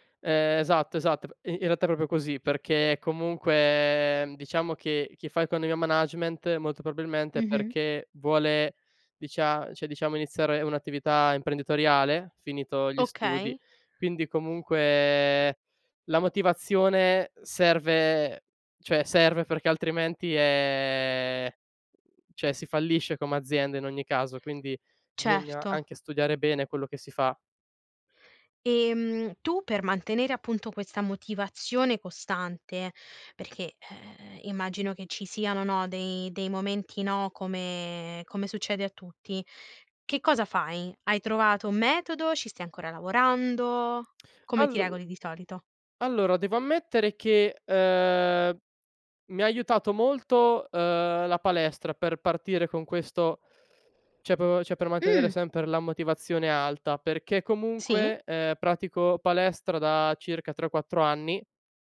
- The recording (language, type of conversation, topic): Italian, podcast, Come mantieni la motivazione nel lungo periodo?
- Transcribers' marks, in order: "cioè" said as "ceh"; tapping; "cioè" said as "ceh"; "cioè" said as "ceh"; surprised: "Mh"